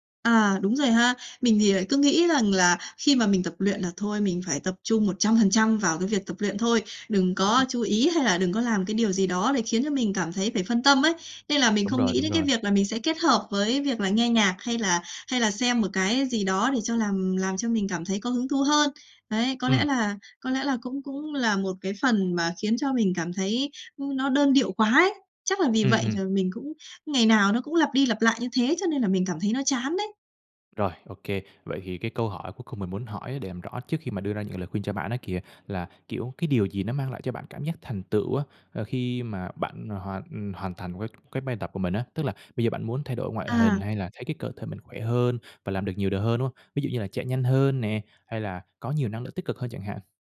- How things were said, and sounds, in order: unintelligible speech; other background noise; tapping
- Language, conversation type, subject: Vietnamese, advice, Làm sao để lấy lại động lực tập luyện và không bỏ buổi vì chán?